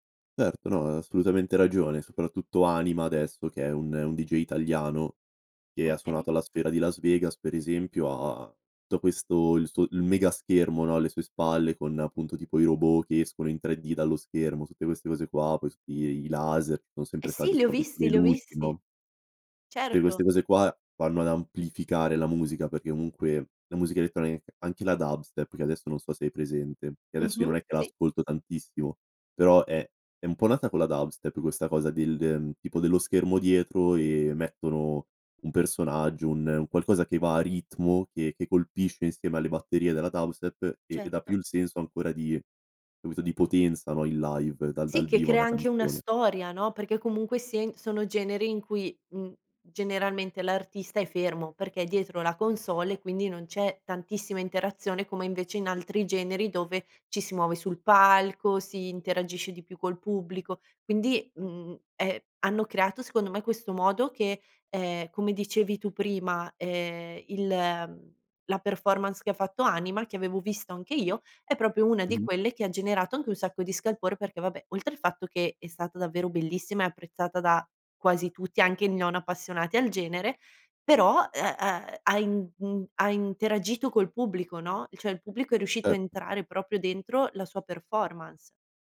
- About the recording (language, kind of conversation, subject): Italian, podcast, Come scegli la nuova musica oggi e quali trucchi usi?
- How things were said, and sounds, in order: unintelligible speech; "tutte" said as "te"; "comunque" said as "omunque"; in English: "live"; in English: "performance"; "proprio" said as "propio"; "non" said as "gnon"; "cioè" said as "ceh"; "proprio" said as "propio"; in English: "performance"